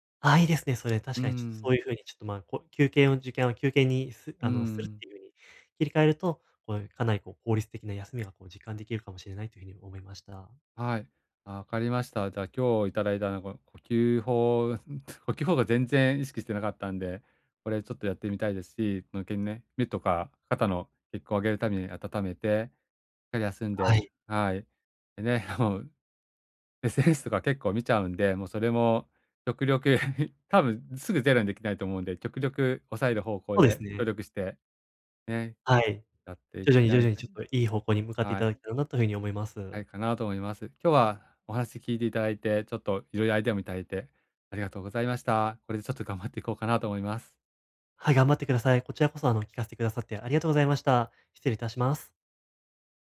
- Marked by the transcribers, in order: tapping; other background noise; "呼吸法" said as "こきゅほう"; chuckle
- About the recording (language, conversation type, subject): Japanese, advice, 短い休憩で集中力と生産性を高めるにはどうすればよいですか？